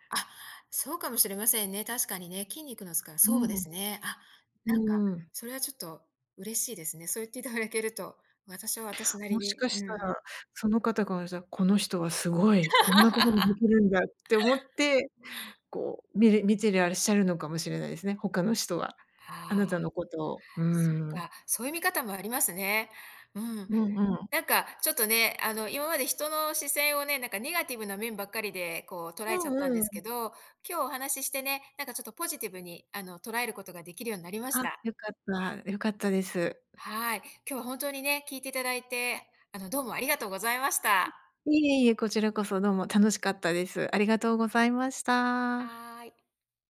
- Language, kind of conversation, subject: Japanese, advice, ジムで人の視線が気になって落ち着いて運動できないとき、どうすればいいですか？
- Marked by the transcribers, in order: tapping; laugh